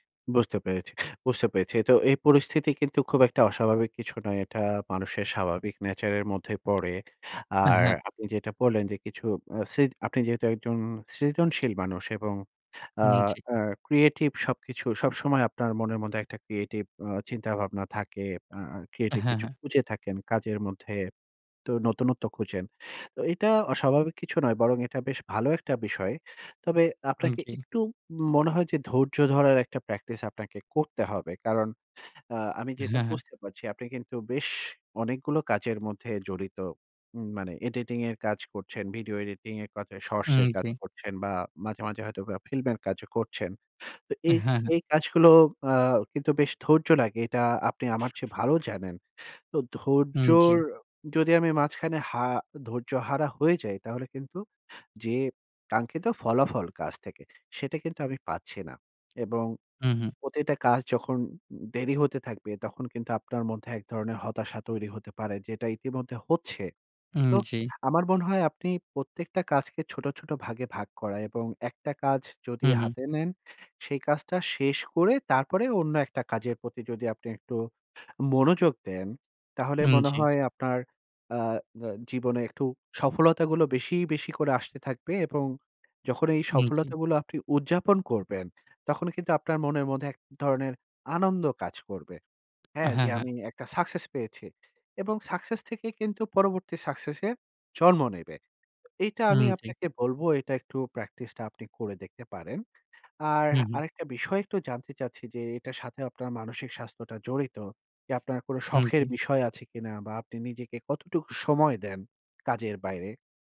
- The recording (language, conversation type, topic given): Bengali, advice, বাধার কারণে কখনও কি আপনাকে কোনো লক্ষ্য ছেড়ে দিতে হয়েছে?
- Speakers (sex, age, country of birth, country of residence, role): male, 20-24, Bangladesh, Bangladesh, user; male, 40-44, Bangladesh, Finland, advisor
- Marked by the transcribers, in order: in English: "nature"; in English: "creative"; in English: "creative"; in English: "creative"; in English: "editing"; in English: "shorts"; other background noise; in English: "success"; in English: "success"; in English: "success"; stressed: "শখের"; stressed: "সময়"